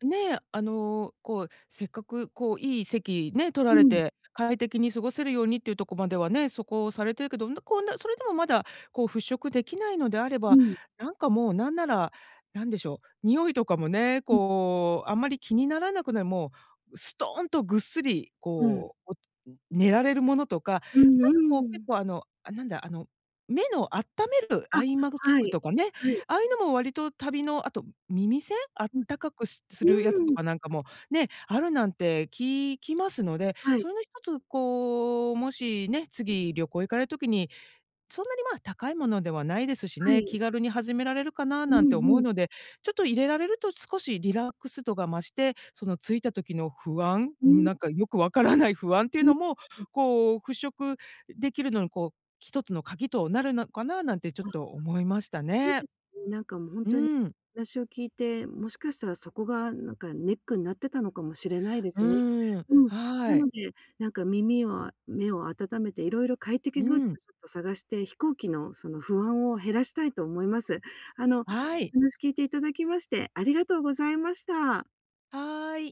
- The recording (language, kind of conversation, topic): Japanese, advice, 知らない場所で不安を感じたとき、どうすれば落ち着けますか？
- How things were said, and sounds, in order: "アイマスク" said as "アイマグツク"